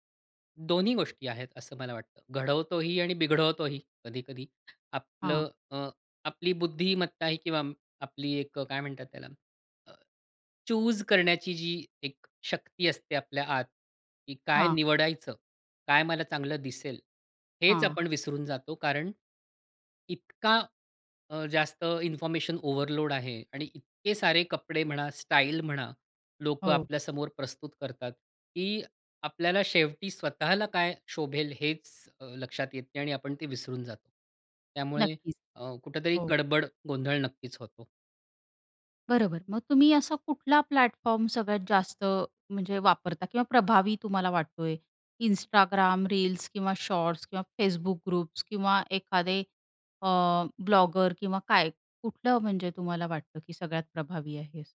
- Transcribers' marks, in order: other background noise; in English: "चूज"; tapping; in English: "ओव्हरलोड"; in English: "प्लॅटफॉर्म"; in English: "ग्रुप्स"; other noise
- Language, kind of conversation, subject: Marathi, podcast, सामाजिक माध्यमांमुळे तुमची कपड्यांची पसंती बदलली आहे का?